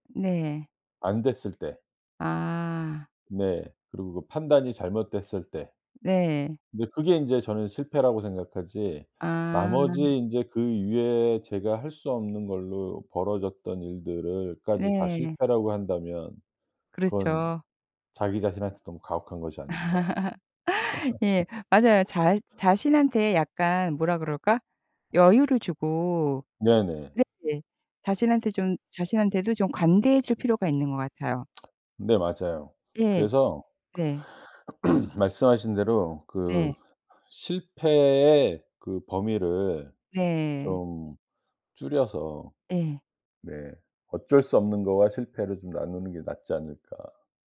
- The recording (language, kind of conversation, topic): Korean, podcast, 실패로 인한 죄책감은 어떻게 다스리나요?
- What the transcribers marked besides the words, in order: laugh; laugh; other background noise; tapping; lip smack; throat clearing